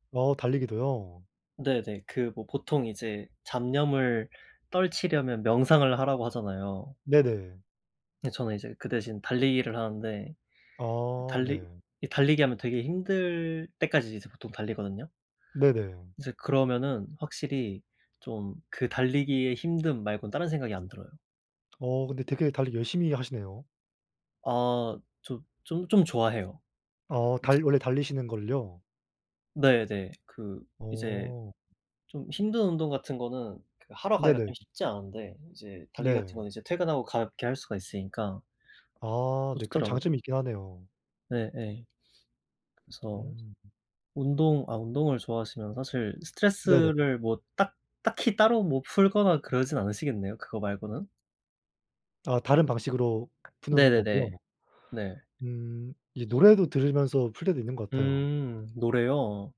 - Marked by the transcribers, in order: tapping; other background noise
- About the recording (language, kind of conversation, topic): Korean, unstructured, 스트레스를 받을 때 보통 어떻게 푸세요?